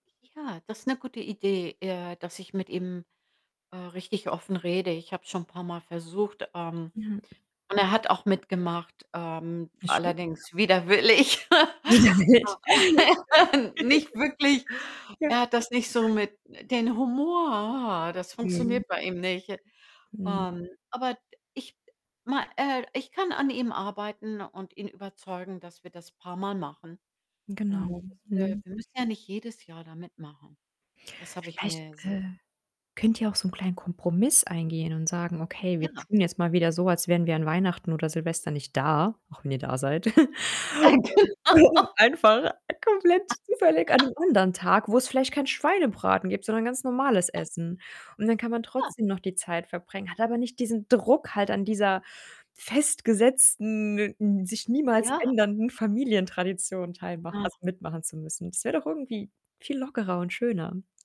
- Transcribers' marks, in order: other background noise; static; tapping; distorted speech; laughing while speaking: "Ja, echt"; laugh; chuckle; drawn out: "Humor"; unintelligible speech; laughing while speaking: "Äh, genau"; snort; laugh; snort
- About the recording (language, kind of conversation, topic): German, advice, Wie erlebst du den Druck, an Familientraditionen und Feiertagen teilzunehmen?